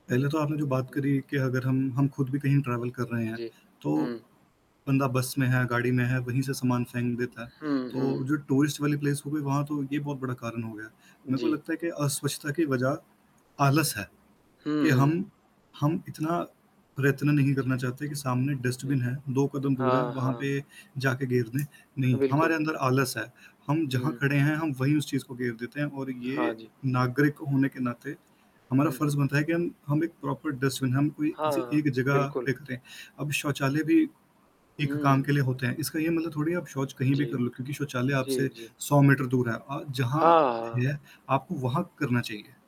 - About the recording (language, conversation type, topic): Hindi, unstructured, क्या आपने कभी यात्रा के दौरान अस्वच्छता का सामना किया है?
- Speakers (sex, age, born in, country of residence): male, 20-24, India, India; male, 30-34, India, India
- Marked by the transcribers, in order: static; in English: "ट्रैवल"; in English: "टूरिस्ट"; in English: "प्लेस"; in English: "डस्टबिन"; tapping; in English: "प्रॉपर डस्टबिन"